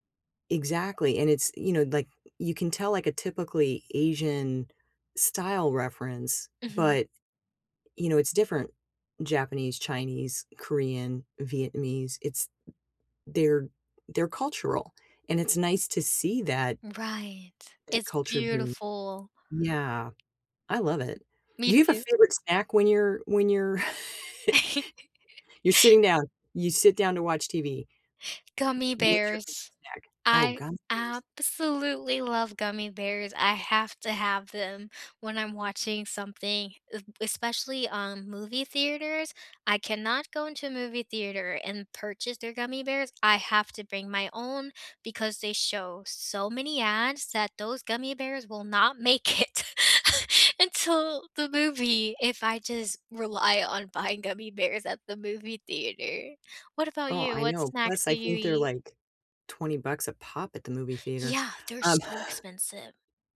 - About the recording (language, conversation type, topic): English, unstructured, Which comfort TV show do you press play on first when life gets hectic, and why?
- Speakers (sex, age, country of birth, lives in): female, 20-24, United States, United States; female, 55-59, United States, United States
- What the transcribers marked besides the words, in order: tapping; other background noise; chuckle; laugh; laughing while speaking: "make it"; chuckle